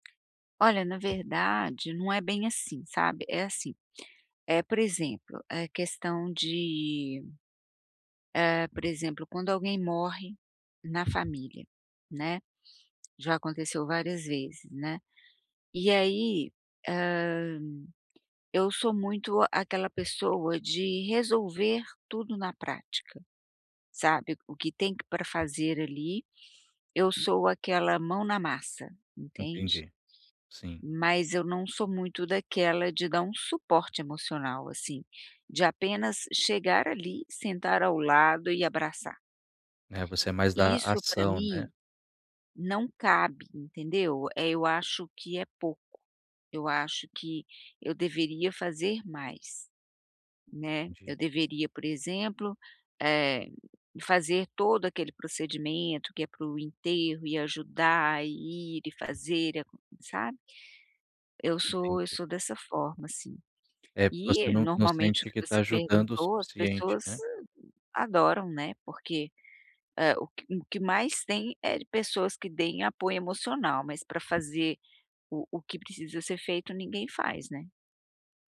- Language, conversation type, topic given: Portuguese, advice, Como posso oferecer suporte emocional ao meu parceiro sem tentar resolver todos os problemas por ele?
- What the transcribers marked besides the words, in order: tapping